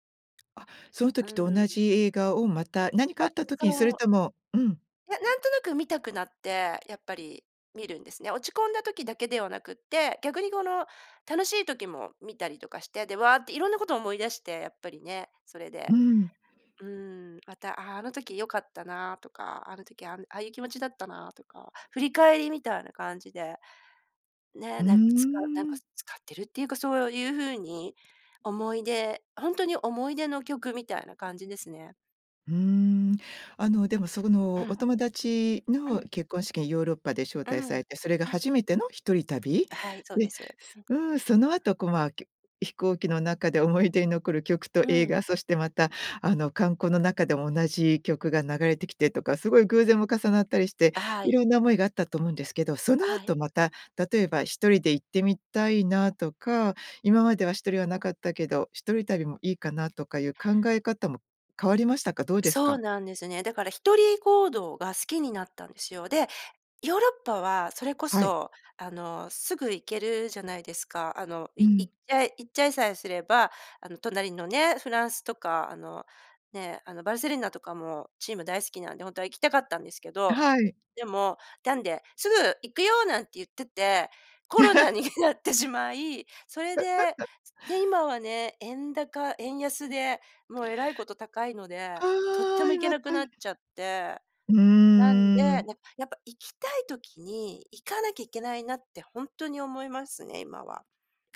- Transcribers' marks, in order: other background noise; unintelligible speech; laugh; laughing while speaking: "コロナになってしまい"; laugh
- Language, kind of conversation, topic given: Japanese, podcast, 映画のサウンドトラックで心に残る曲はどれですか？